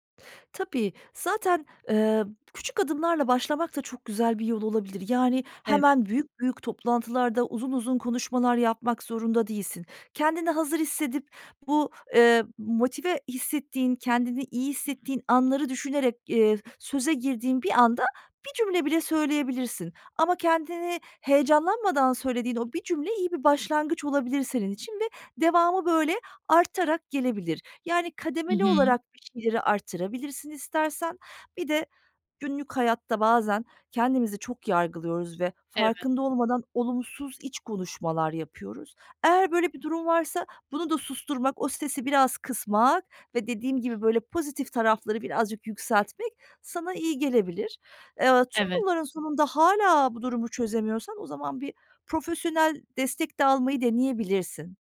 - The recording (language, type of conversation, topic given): Turkish, advice, Topluluk önünde konuşurken neden özgüven eksikliği yaşıyorum?
- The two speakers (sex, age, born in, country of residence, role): female, 30-34, Turkey, Spain, user; female, 40-44, Turkey, Germany, advisor
- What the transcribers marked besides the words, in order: other background noise